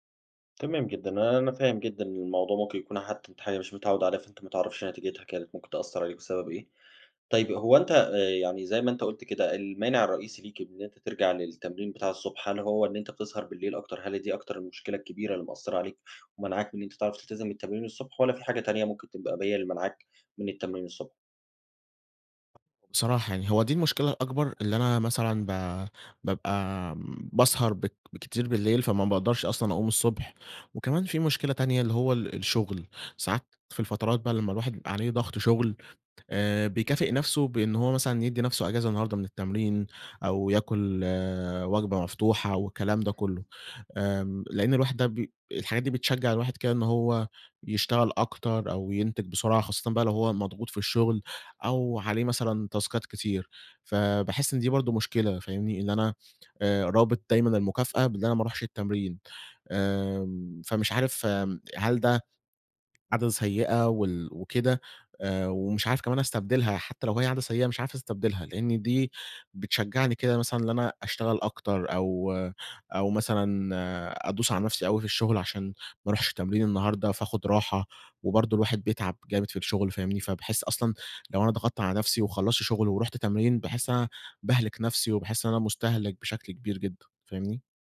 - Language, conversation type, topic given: Arabic, advice, إزاي أقدر أوازن بين الشغل والعيلة ومواعيد التمرين؟
- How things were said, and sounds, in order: tapping; in English: "تاسكات"